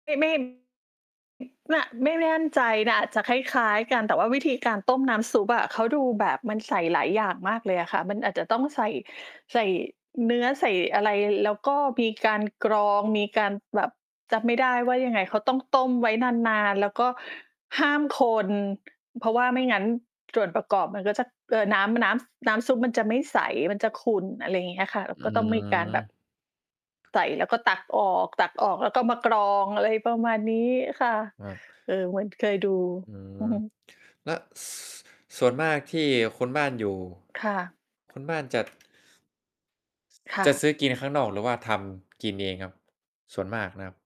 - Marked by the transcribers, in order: distorted speech; other background noise; tapping; mechanical hum
- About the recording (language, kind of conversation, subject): Thai, unstructured, คุณเคยลองทำอาหารต่างประเทศไหม แล้วเป็นอย่างไรบ้าง?